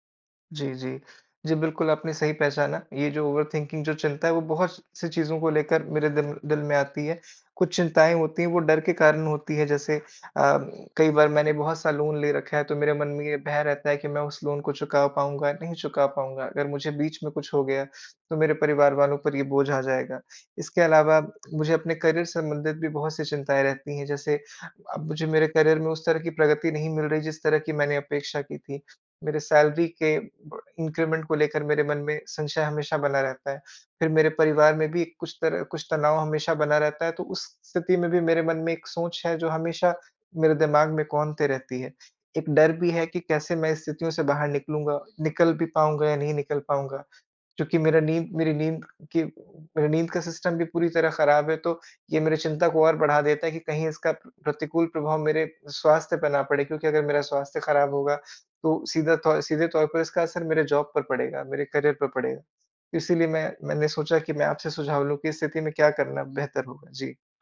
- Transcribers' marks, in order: in English: "ओवर थिंकिंग"; in English: "करियर"; in English: "करियर"; in English: "सैलरी"; in English: "इन्क्रिमेन्ट"; in English: "सिस्टम"; in English: "जॉब"; in English: "करियर"
- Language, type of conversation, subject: Hindi, advice, क्या ज़्यादा सोचने और चिंता की वजह से आपको नींद नहीं आती है?
- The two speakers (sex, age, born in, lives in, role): male, 20-24, India, India, advisor; male, 25-29, India, India, user